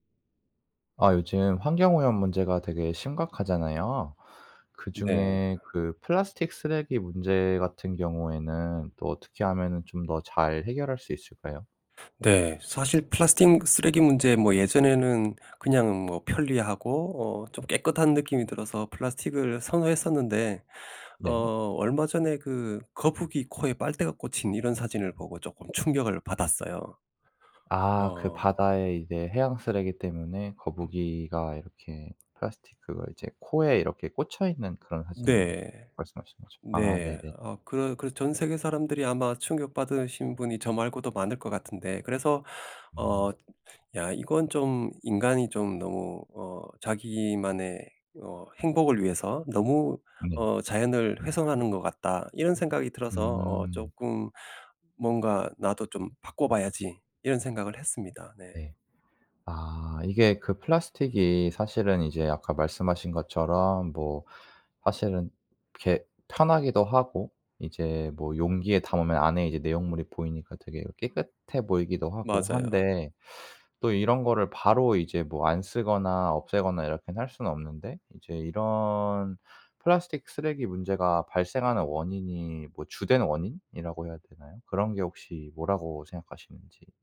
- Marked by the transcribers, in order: other background noise
- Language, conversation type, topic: Korean, podcast, 플라스틱 쓰레기 문제, 어떻게 해결할 수 있을까?
- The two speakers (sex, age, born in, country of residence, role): male, 25-29, South Korea, South Korea, host; male, 50-54, South Korea, United States, guest